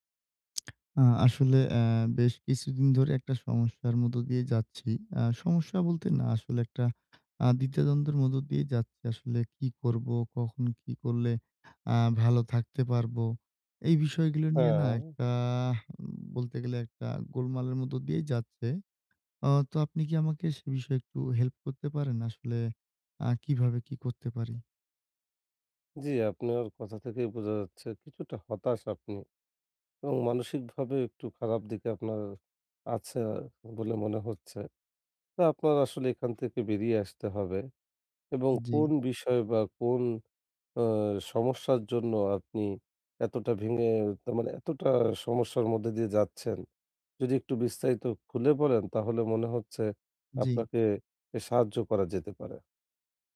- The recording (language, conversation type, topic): Bengali, advice, সম্পর্কে স্বাধীনতা ও ঘনিষ্ঠতার মধ্যে কীভাবে ভারসাম্য রাখবেন?
- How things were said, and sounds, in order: lip smack